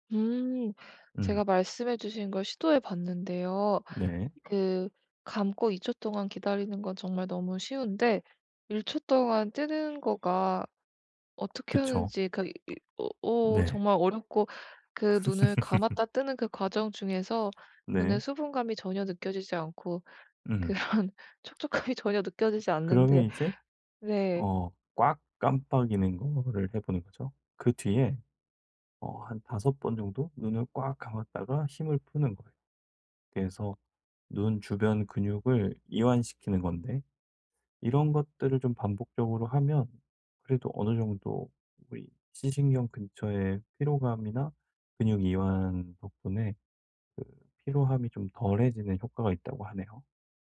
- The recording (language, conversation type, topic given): Korean, advice, 스크린 때문에 눈이 피곤하고 산만할 때 어떻게 해야 하나요?
- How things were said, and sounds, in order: other background noise; tapping; laugh; laughing while speaking: "그런 촉촉함이"